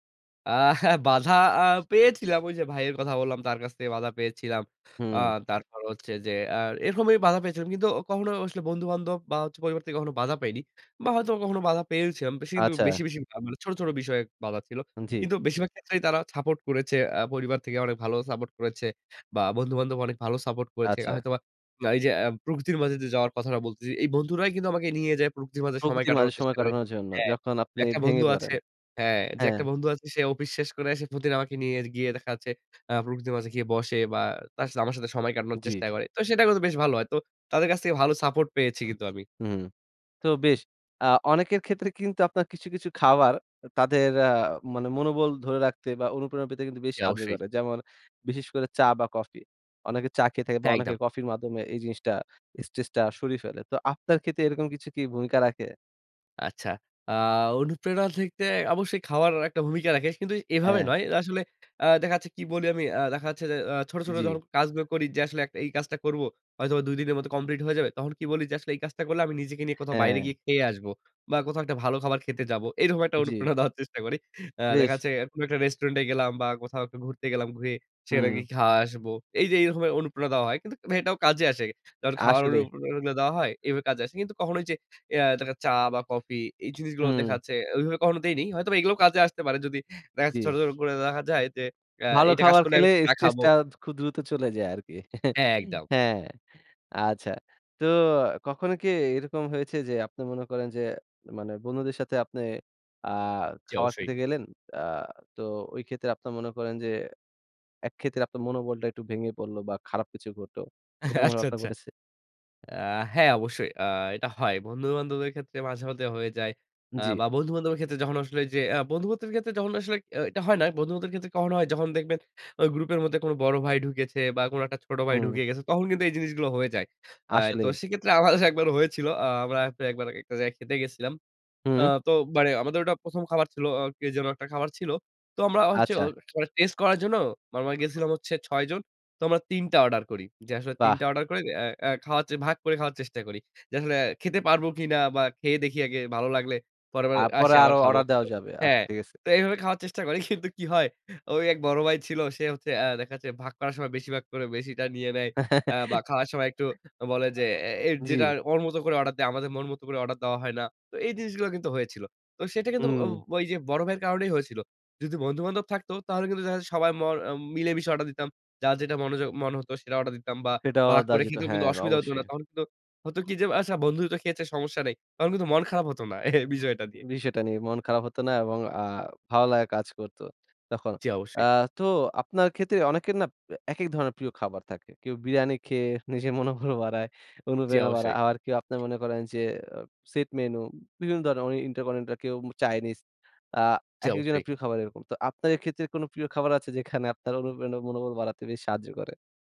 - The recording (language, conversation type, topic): Bengali, podcast, দীর্ঘ সময় অনুপ্রেরণা ধরে রাখার কৌশল কী?
- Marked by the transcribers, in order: "ক্ষেত্রে" said as "থেখতে"; "রাখে" said as "রাখেস"; laughing while speaking: "অনুপ্রেরণা দেওয়ার চেষ্টা করি"; chuckle; laughing while speaking: "আচ্ছা, আচ্ছা"; "বান্ধবের" said as "বাত্তের"; laughing while speaking: "আমাদের একবার হয়েছিল"; tapping; other background noise; laughing while speaking: "কিন্তু কি হয় ওই এক বড় ভাই ছিল"; giggle; scoff; laughing while speaking: "মনোবল বাড়ায়, অনুপ্রেরণা বাড়ায়"; laughing while speaking: "অনুপ্রেরণা মনোবল বাড়াতে বেশ সাহায্য করে?"